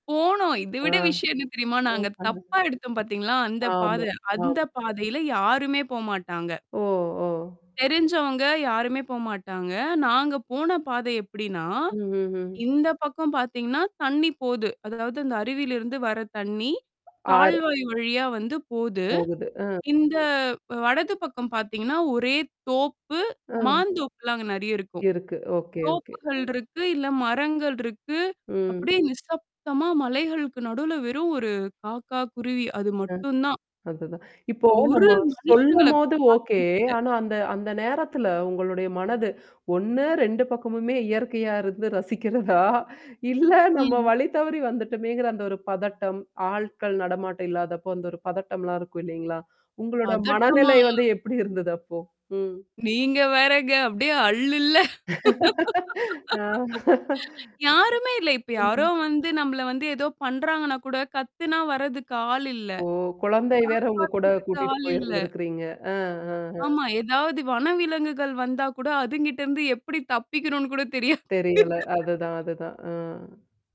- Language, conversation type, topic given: Tamil, podcast, பயணத்தின் போது நீங்கள் வழி தவறி போன அனுபவத்தைச் சொல்ல முடியுமா?
- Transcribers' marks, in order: static; distorted speech; laughing while speaking: "ரசிக்கிறதா! இல்ல நம்ம வழி தவறி வந்துட்டோமேங்கிற"; laughing while speaking: "இருந்தது"; laugh; drawn out: "ஆ"; laugh; afraid: "ஓ! குழந்தை வேற உங்ககூட கூட்டிட்டு போயிருந்திருக்கிறீங்க"; laugh